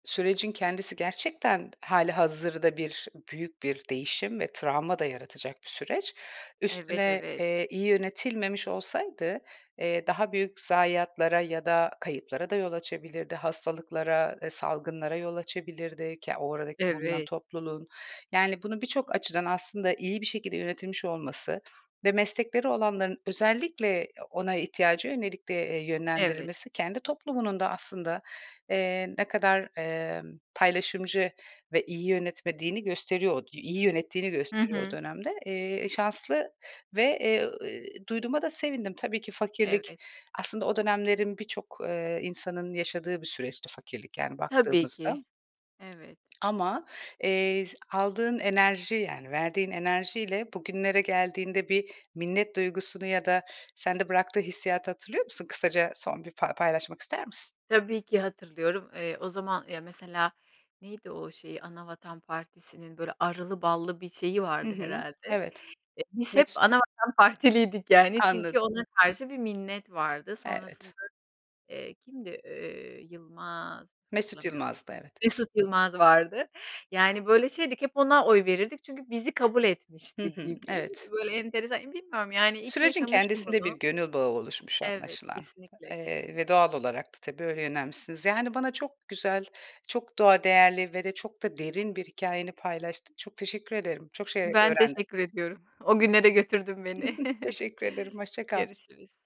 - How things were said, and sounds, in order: tapping; other background noise; chuckle
- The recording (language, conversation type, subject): Turkish, podcast, Ailenizin göç hikâyesi nasıl başladı, anlatsana?